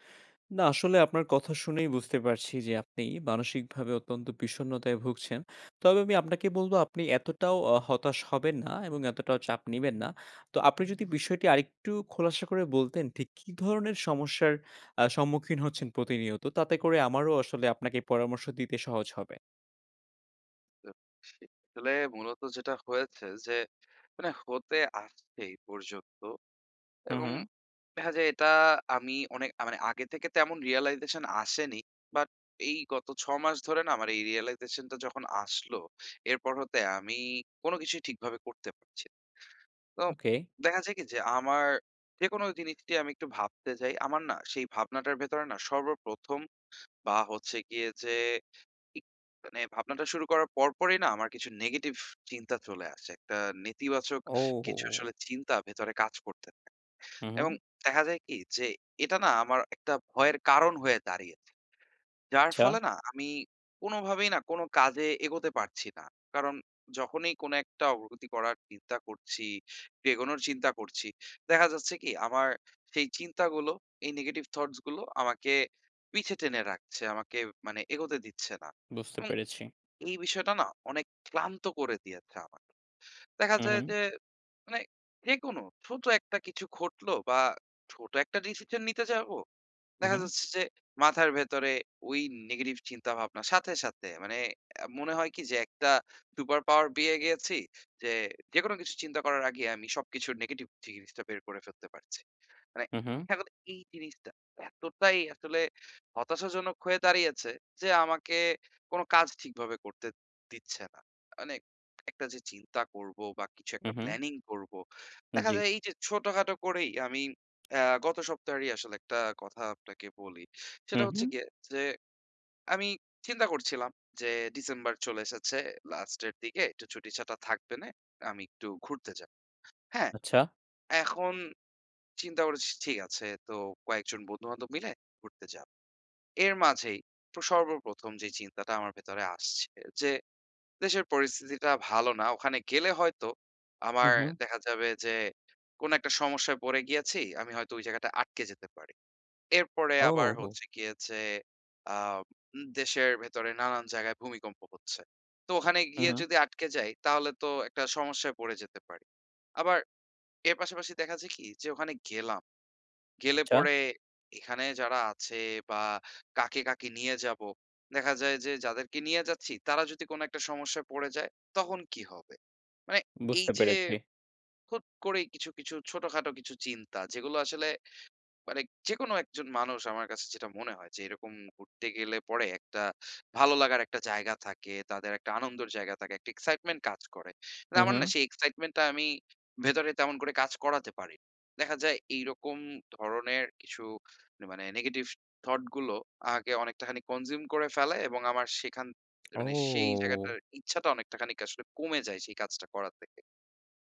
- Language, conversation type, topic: Bengali, advice, নেতিবাচক চিন্তা থেকে কীভাবে আমি আমার দৃষ্টিভঙ্গি বদলাতে পারি?
- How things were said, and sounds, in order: other background noise; horn; "ওকে" said as "উকে"; tapping; "super" said as "dupar"; unintelligible speech; in English: "consume"; drawn out: "ও"